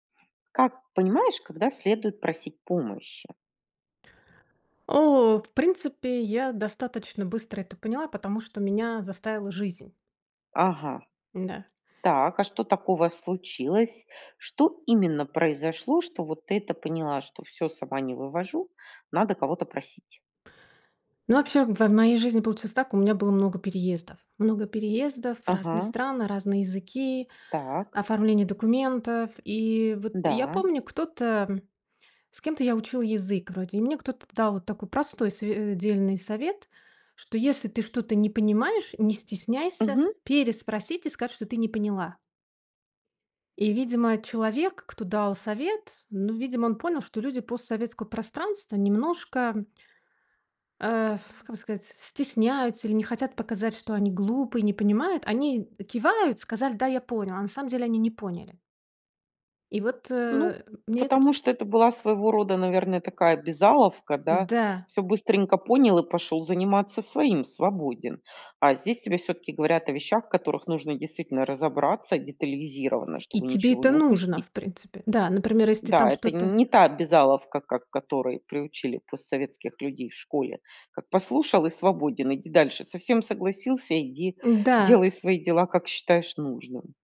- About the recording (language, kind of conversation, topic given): Russian, podcast, Как понять, когда следует попросить о помощи?
- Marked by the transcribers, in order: other background noise; stressed: "именно"; tapping